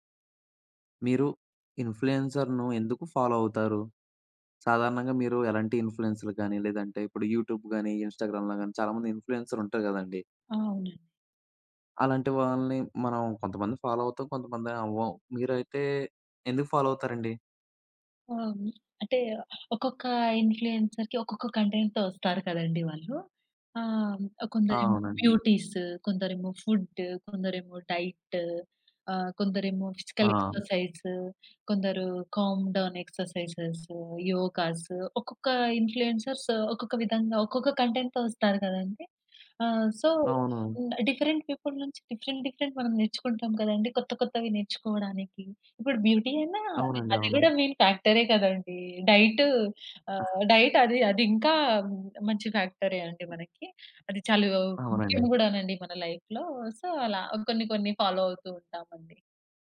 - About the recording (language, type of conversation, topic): Telugu, podcast, మీరు సోషల్‌మీడియా ఇన్‌ఫ్లూఎన్సర్‌లను ఎందుకు అనుసరిస్తారు?
- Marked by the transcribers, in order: in English: "ఇన్‌ఫ్లుయెన్సర్‌ను"; in English: "ఫాలో"; in English: "యూట్యూబ్"; in English: "ఇన్స్టాగ్రామ్‌లో"; in English: "ఇన్‌ఫ్లుయెన్సర్"; tapping; in English: "ఫాలో"; in English: "ఫాలో"; other background noise; in English: "ఇన్‌ఫ్లుయెన్సర్‌కి"; in English: "కంటెంట్‌తో"; in English: "బ్యూటీస్"; in English: "ఫుడ్"; in English: "డైట్"; in English: "ఫిజికల్ ఎక్సర్‌సైజ్"; in English: "కామ్ డౌన్ ఎక్సర్‌సైజ్స్, యోగాస్"; in English: "ఇన్‌ఫ్లుయెన్సర్స్"; in English: "కంటెంట్‌తో"; in English: "సో"; in English: "డిఫరెంట్ పీపుల్"; in English: "డిఫరెంట్ డిఫరెంట్"; in English: "బ్యూటీ"; in English: "మెయిన్ ఫ్యాక్టరే"; in English: "డైట్"; other noise; in English: "డైట్"; in English: "లైఫ్‌లో. సో"; in English: "ఫాలో"